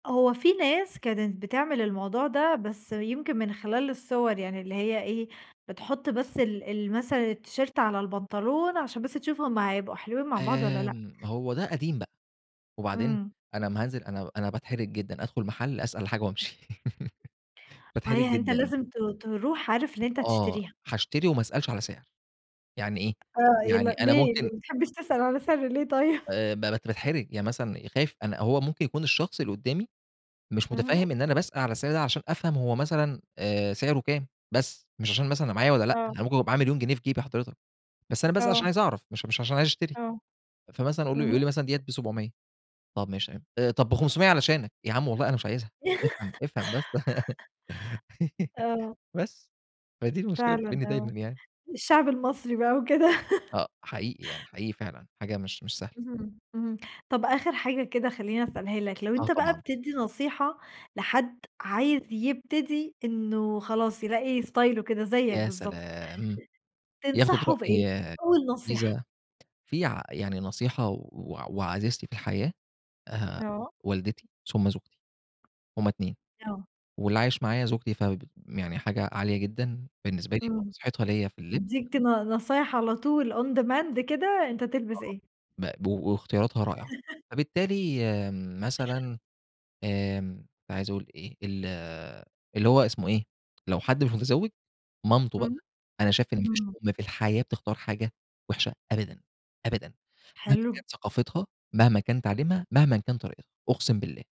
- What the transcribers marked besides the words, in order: in English: "التيشيرت"; laugh; tapping; chuckle; laugh; laugh; laugh; in English: "ستايله"; unintelligible speech; in English: "on demand"; chuckle
- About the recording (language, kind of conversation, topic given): Arabic, podcast, إيه نصيحتك لحد عايز يلاقي شريك حياته المناسب؟